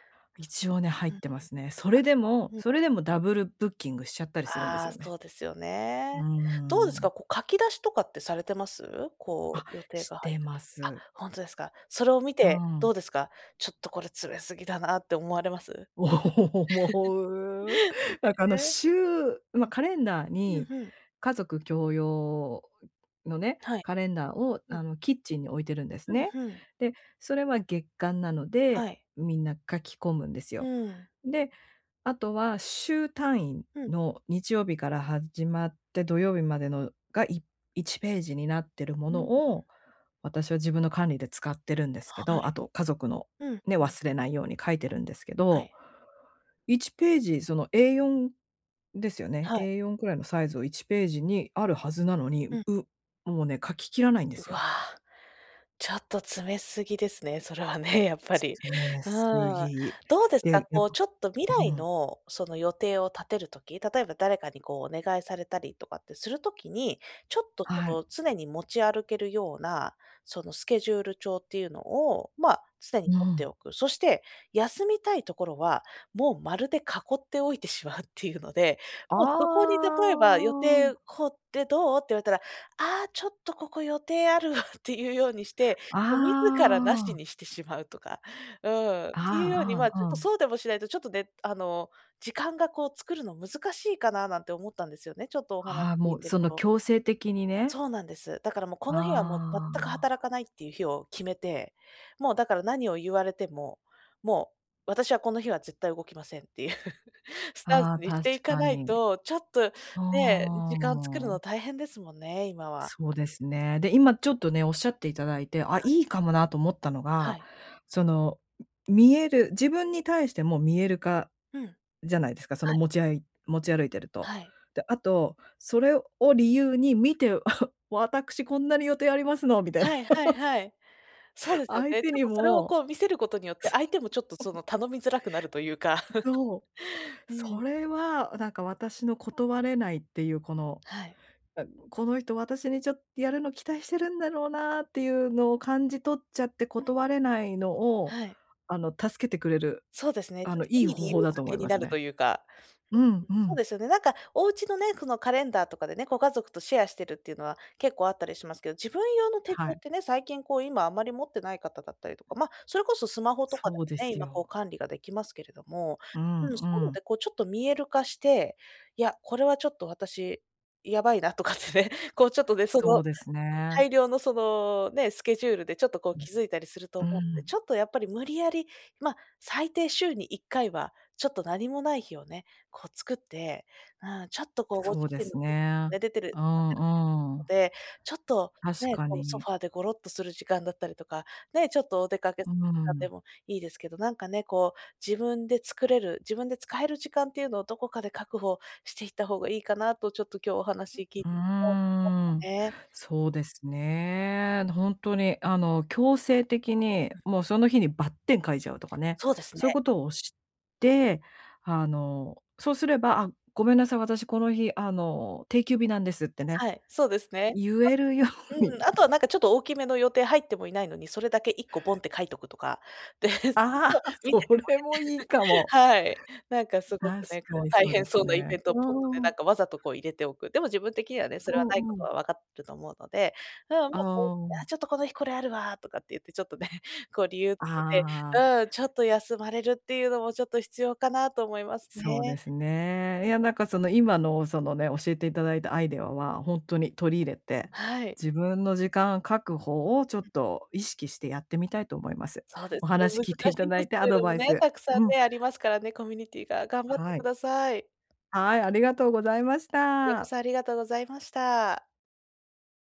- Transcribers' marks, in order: unintelligible speech; laughing while speaking: "思う"; chuckle; other noise; drawn out: "ああ"; drawn out: "ああ"; drawn out: "ああ"; laughing while speaking: "いう"; drawn out: "ああ"; chuckle; laughing while speaking: "みたいな"; laugh; laughing while speaking: "そう"; laugh; chuckle; unintelligible speech; laughing while speaking: "とかってね"; unintelligible speech; unintelligible speech; drawn out: "うーん"; unintelligible speech; laughing while speaking: "ように"; laughing while speaking: "あ、それもいいかも"; giggle; laughing while speaking: "ちょっとね"
- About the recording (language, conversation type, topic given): Japanese, advice, 人間関係の期待に応えつつ、自分の時間をどう確保すればよいですか？